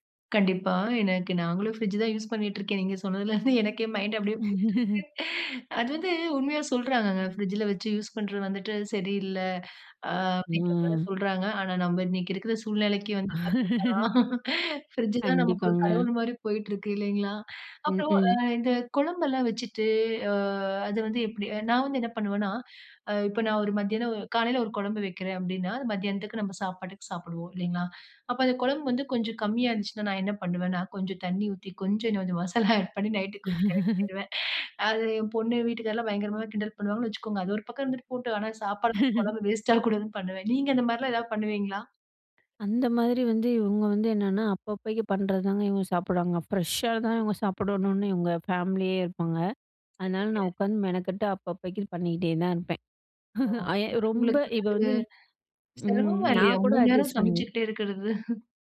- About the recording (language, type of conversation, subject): Tamil, podcast, வீடுகளில் உணவுப் பொருள் வீணாக்கத்தை குறைக்க எளிய வழிகள் என்ன?
- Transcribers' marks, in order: laughing while speaking: "நீங்க சொன்னதுல"; inhale; laughing while speaking: "பார்த்தீங்கன்னா, பிரிட்ஜ் தான் நமக்கு ஒரு கடவுள் மாரி போய்ட்டுருக்கு இல்லீங்களா"; laugh; inhale; laughing while speaking: "மசாலா ஆட் பண்ணி நைட்க்கு கொஞ்சம் கரெக்ட் பண்ணிடுவன்"; wind; other noise; chuckle